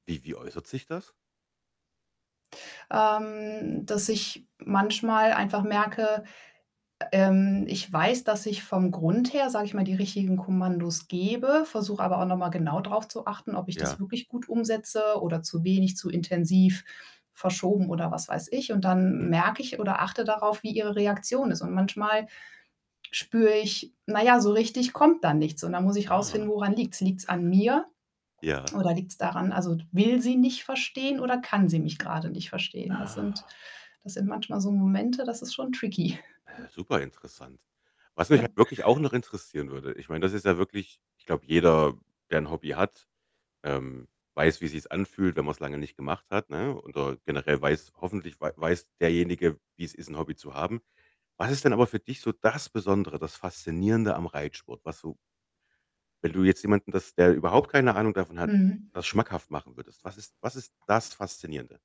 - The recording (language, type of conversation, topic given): German, podcast, Wie hast du wieder angefangen – in kleinen Schritten oder gleich ganz groß?
- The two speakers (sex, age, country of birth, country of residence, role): female, 40-44, Germany, Germany, guest; male, 35-39, Germany, Germany, host
- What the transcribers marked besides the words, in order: static; other background noise; distorted speech; chuckle; snort; stressed: "das"